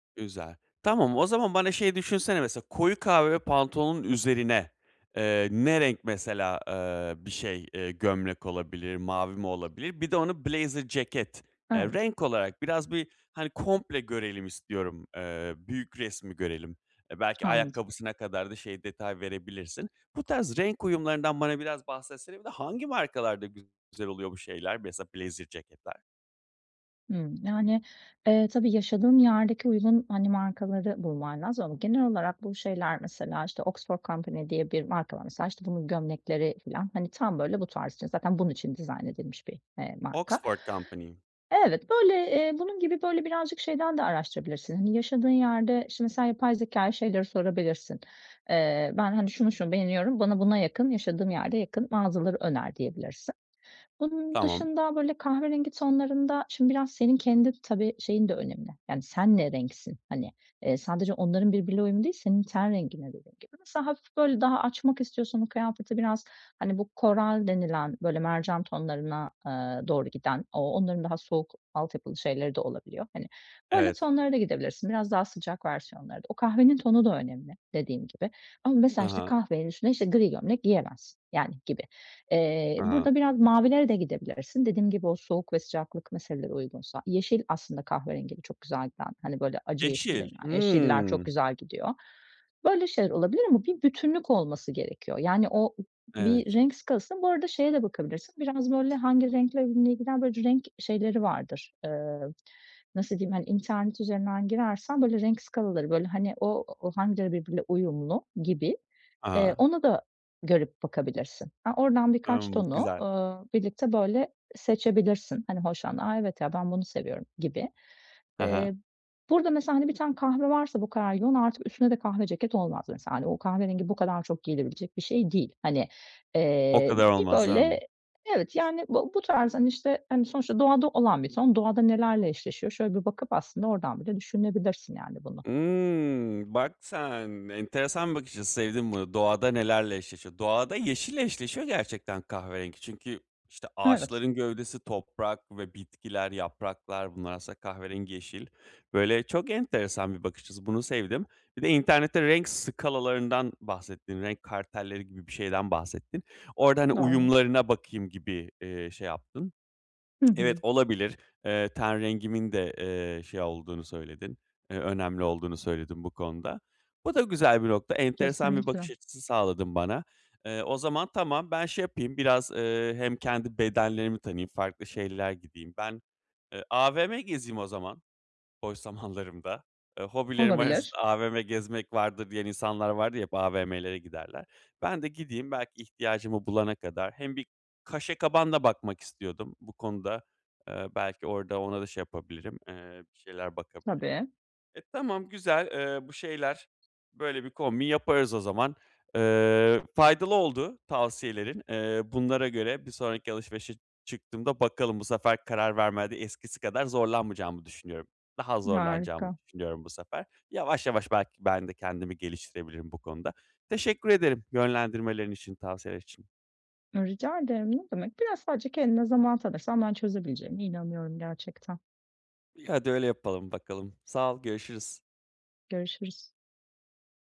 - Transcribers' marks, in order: other background noise; unintelligible speech; in English: "coral"; tapping; surprised: "Imm, bak sen!"; tsk; laughing while speaking: "zamanlarımda"; laughing while speaking: "Hobilerim"
- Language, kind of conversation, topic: Turkish, advice, Alışverişte karar vermakta neden zorlanıyorum?